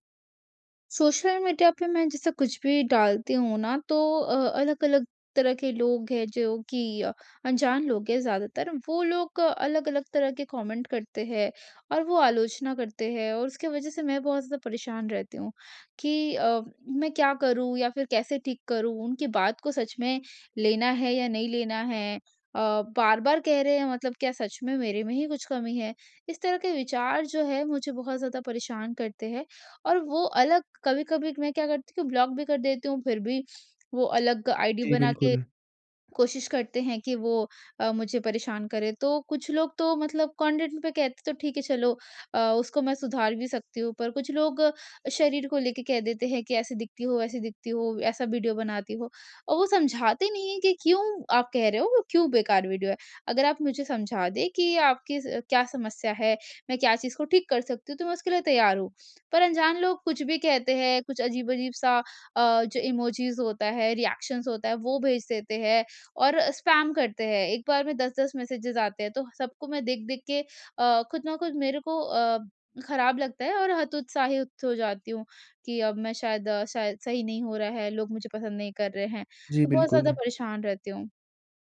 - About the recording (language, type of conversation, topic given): Hindi, advice, आप सोशल मीडिया पर अनजान लोगों की आलोचना से कैसे परेशान होते हैं?
- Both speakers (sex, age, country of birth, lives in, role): female, 45-49, India, India, user; male, 20-24, India, India, advisor
- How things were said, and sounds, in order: in English: "कमेंट"; in English: "आईडी"; in English: "कंटेंट"; in English: "इमोजीस"; in English: "रिएक्शन्स"; in English: "स्पैम"; in English: "मैसेजेस"